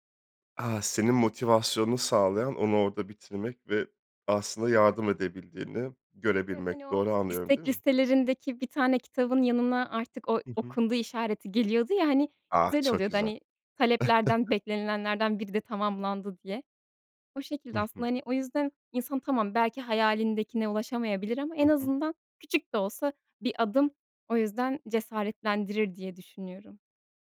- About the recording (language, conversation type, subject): Turkish, podcast, İnsanları gönüllü çalışmalara katılmaya nasıl teşvik edersin?
- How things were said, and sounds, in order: chuckle